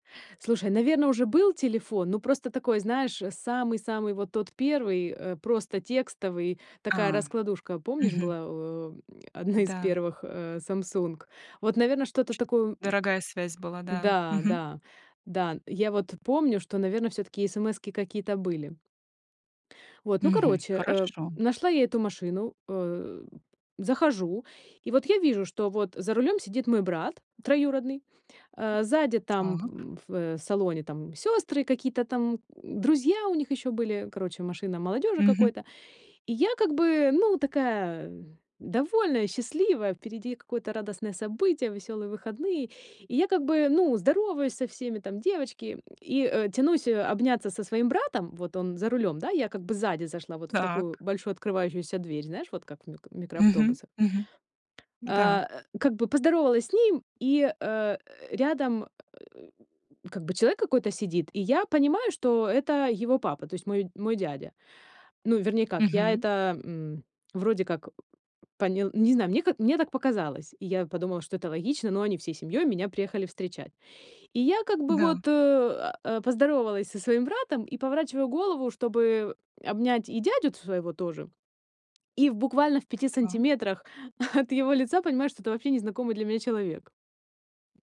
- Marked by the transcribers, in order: grunt; tapping; other background noise; grunt; chuckle
- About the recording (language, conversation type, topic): Russian, podcast, Когда случайная встреча резко изменила твою жизнь?